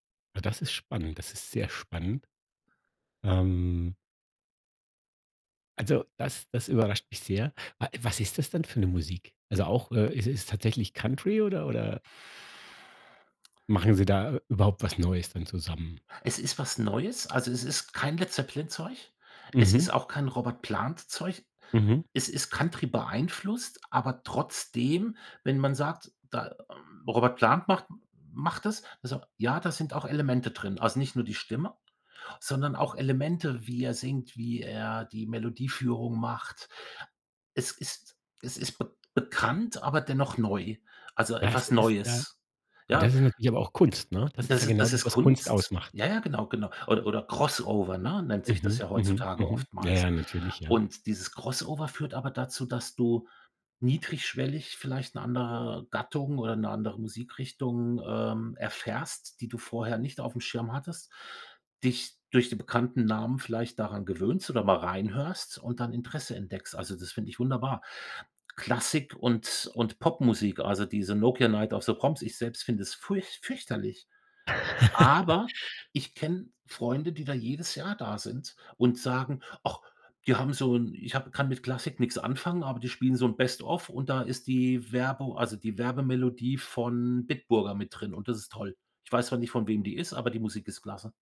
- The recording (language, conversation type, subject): German, podcast, Was hat dich zuletzt dazu gebracht, neue Musik zu entdecken?
- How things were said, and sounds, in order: stressed: "aber"; laugh